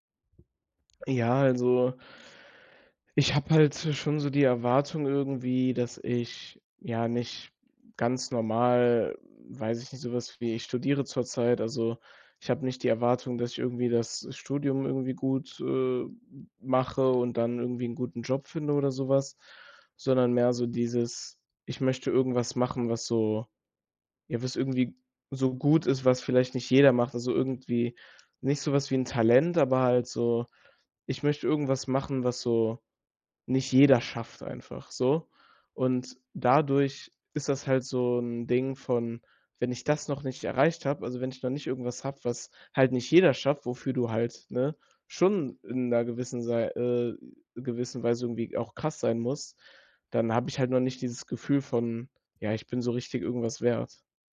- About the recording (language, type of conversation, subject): German, advice, Wie finde ich meinen Selbstwert unabhängig von Leistung, wenn ich mich stark über die Arbeit definiere?
- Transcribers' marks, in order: tapping